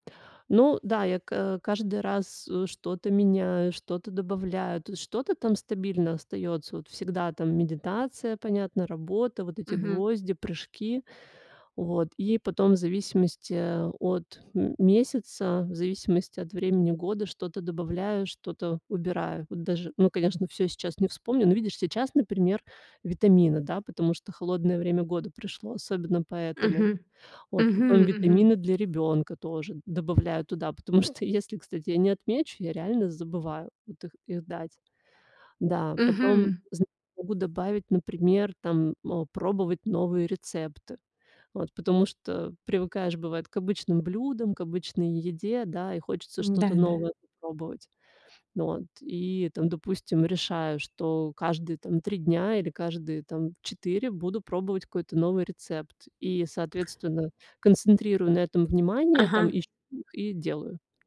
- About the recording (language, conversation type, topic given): Russian, podcast, Какие маленькие шаги помогают тебе расти каждый день?
- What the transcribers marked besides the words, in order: none